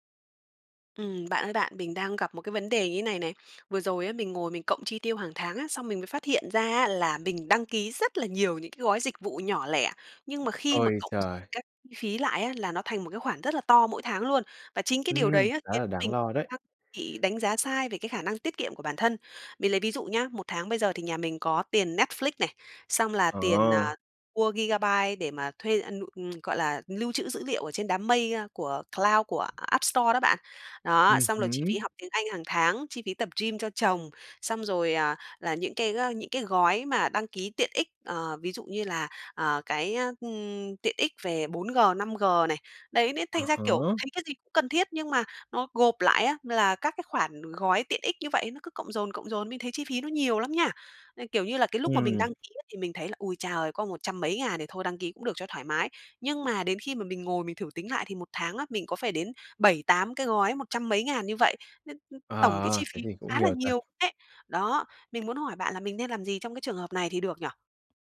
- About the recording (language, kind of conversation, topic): Vietnamese, advice, Làm thế nào để quản lý các dịch vụ đăng ký nhỏ đang cộng dồn thành chi phí đáng kể?
- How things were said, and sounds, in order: tapping; other background noise; other noise; unintelligible speech; "mua" said as "ua"; in English: "gigabyte"; lip smack; in English: "cloud"; unintelligible speech